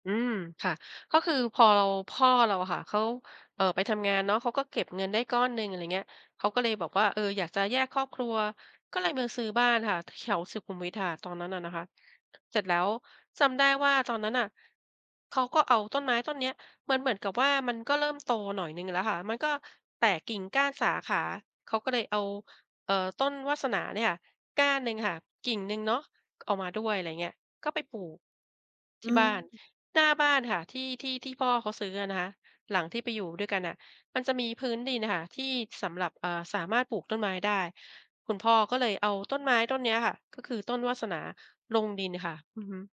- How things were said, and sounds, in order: other noise; tapping
- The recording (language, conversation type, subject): Thai, podcast, มีของชิ้นไหนในบ้านที่สืบทอดกันมาหลายรุ่นไหม?